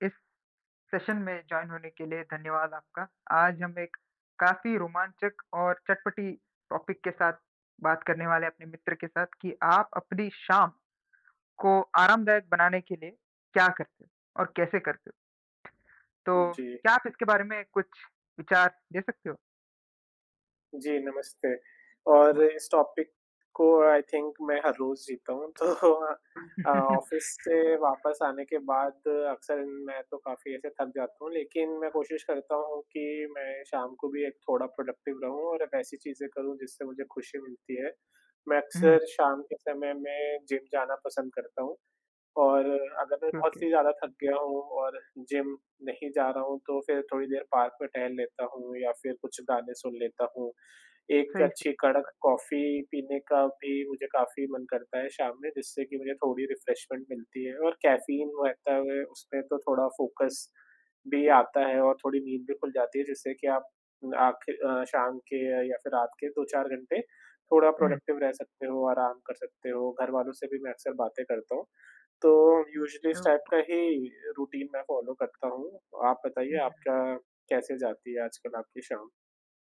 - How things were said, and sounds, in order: in English: "सेशन"; in English: "जॉइन"; in English: "टॉपिक"; tapping; in English: "टॉपिक"; unintelligible speech; in English: "आई थिंक"; other background noise; laughing while speaking: "तो"; chuckle; in English: "ऑफ़िस"; in English: "प्रोडक्टिव"; in English: "ओके"; unintelligible speech; in English: "रिफ्रेशमेंट"; in English: "फ़ोकस"; in English: "प्रोडक्टिव"; in English: "यूजुअली"; in English: "ओके"; in English: "टाइप"; in English: "रूटीन"; in English: "फॉलो"
- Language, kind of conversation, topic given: Hindi, unstructured, आप अपनी शाम को अधिक आरामदायक कैसे बनाते हैं?
- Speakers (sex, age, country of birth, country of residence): male, 20-24, India, India; male, 25-29, India, India